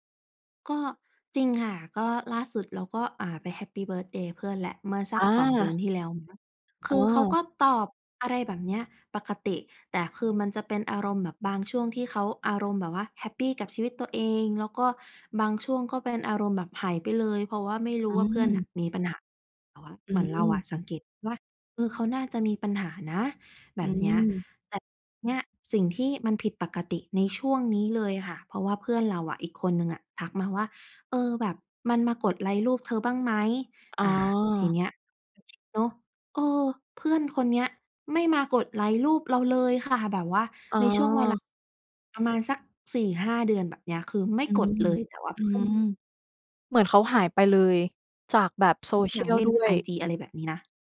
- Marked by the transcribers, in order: other background noise; tapping
- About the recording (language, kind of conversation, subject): Thai, advice, เพื่อนสนิทของคุณเปลี่ยนไปอย่างไร และความสัมพันธ์ของคุณกับเขาหรือเธอเปลี่ยนไปอย่างไรบ้าง?